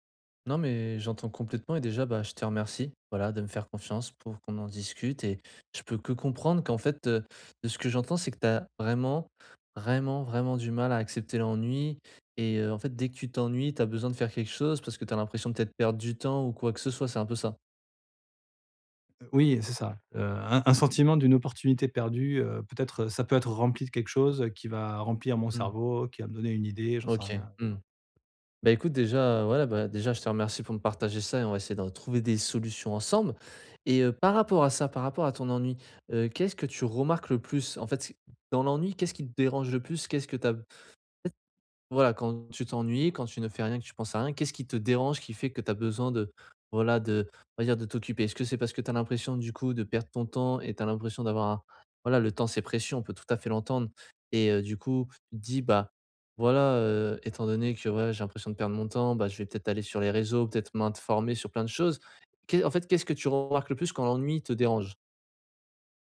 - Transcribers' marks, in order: stressed: "vraiment"; other background noise; stressed: "ensemble"; stressed: "dérange"; "m'informer" said as "m'intformer"
- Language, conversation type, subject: French, advice, Comment apprendre à accepter l’ennui pour mieux me concentrer ?